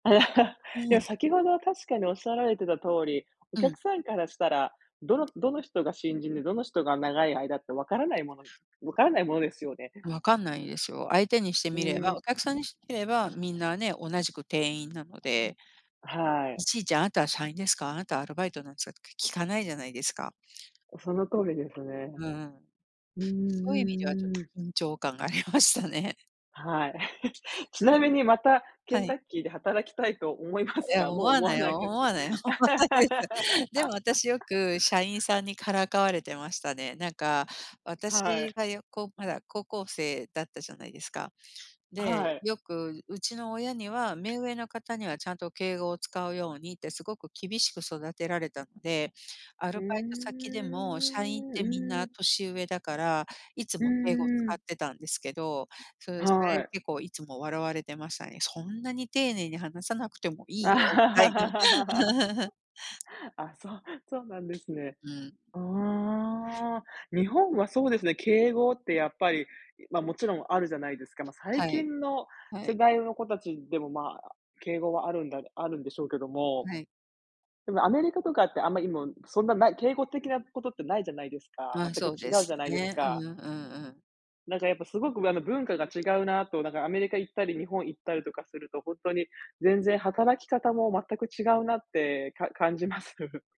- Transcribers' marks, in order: laugh; tapping; other background noise; laughing while speaking: "ありましたね"; chuckle; laughing while speaking: "思いますか？もう思わないですか？"; laughing while speaking: "思わないよ 思わないよ、思わないです"; laugh; chuckle; laugh; laughing while speaking: "か 感じます"
- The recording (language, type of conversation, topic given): Japanese, unstructured, 初めて働いたときの思い出は何ですか？